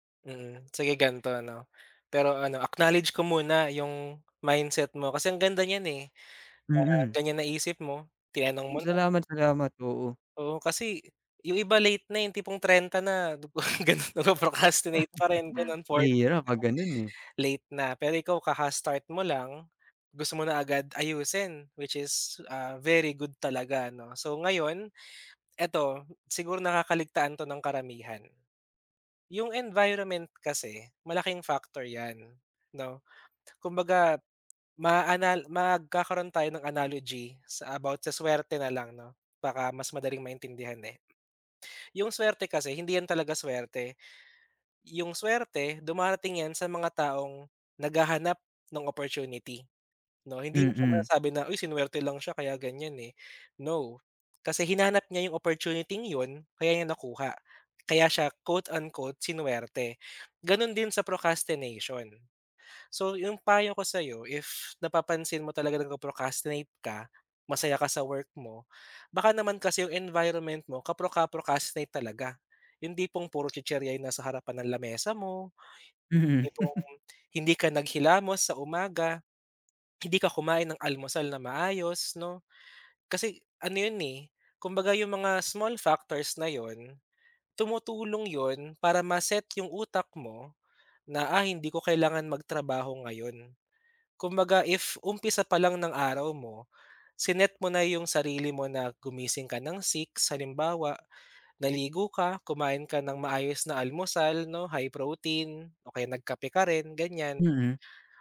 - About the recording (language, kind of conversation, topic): Filipino, advice, Bakit lagi mong ipinagpapaliban ang mga gawain sa trabaho o mga takdang-aralin, at ano ang kadalasang pumipigil sa iyo na simulan ang mga ito?
- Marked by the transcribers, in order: laughing while speaking: "gano'n, nag-pro-procrastinate"; laugh; other background noise; in English: "procrastination"; chuckle